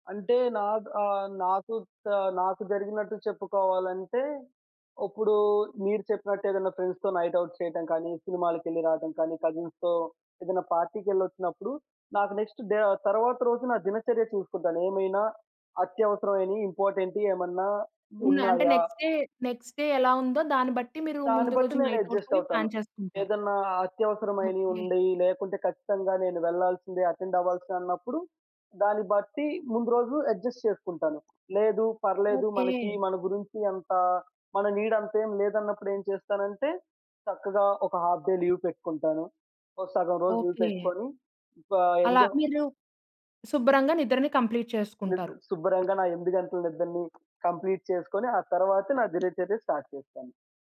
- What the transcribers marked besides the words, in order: in English: "ఫ్రెండ్స్‌తో నైట్ ఔట్"; in English: "కజిన్స్‌తో"; in English: "పార్టీకెళ్ళొచ్చినప్పుడు"; in English: "నెక్స్ట్ డే"; in English: "నెక్స్ట్ డే, నెక్స్ట్ డే"; in English: "నైట్ ఔట్"; in English: "ప్లాన్"; in English: "అడ్జస్ట్"; in English: "అటెండ్"; in English: "అడ్జస్ట్"; in English: "నీడ్"; in English: "హాఫ్ డే లీవ్"; in English: "లీవ్"; in English: "కంప్లీట్"; other background noise; in English: "కంప్లీట్"; in English: "స్టార్ట్"
- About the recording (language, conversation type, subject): Telugu, podcast, నిద్రకు మంచి క్రమశిక్షణను మీరు ఎలా ఏర్పరుచుకున్నారు?